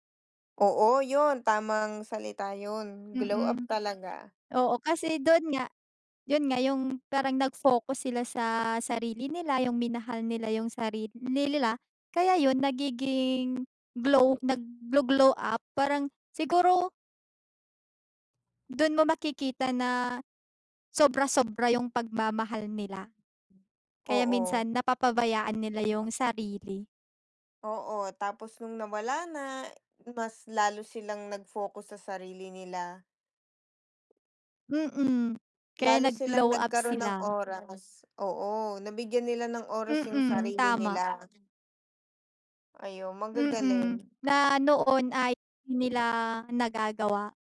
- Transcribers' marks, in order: none
- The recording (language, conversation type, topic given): Filipino, unstructured, Paano mo ipinapakita ang pagmamahal sa sarili araw-araw?